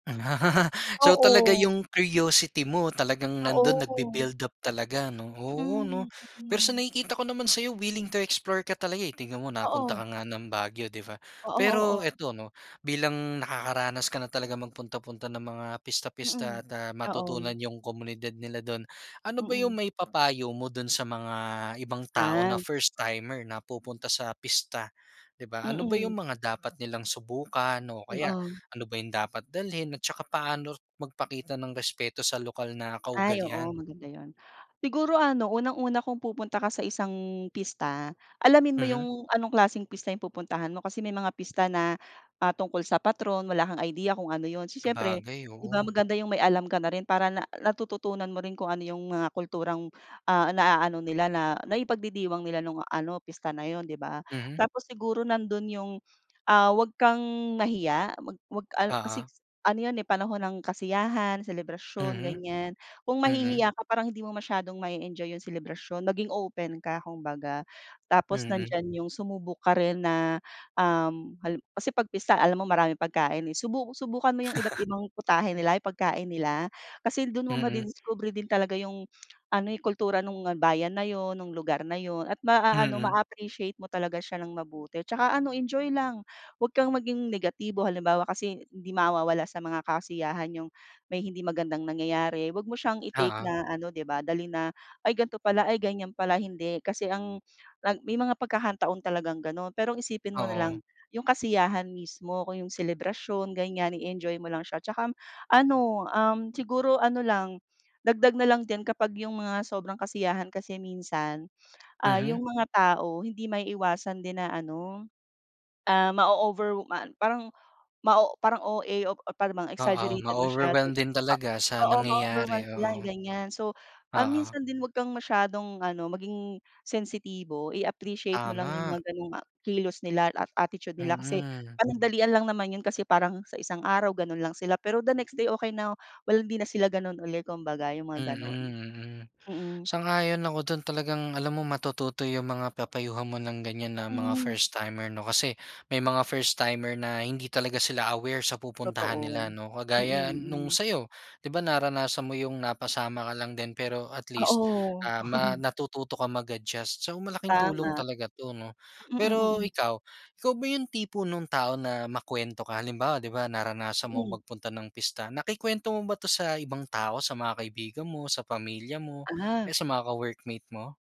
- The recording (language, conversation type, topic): Filipino, podcast, Ano ang paborito mong lokal na pista, at bakit?
- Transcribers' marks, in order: laugh; tapping; chuckle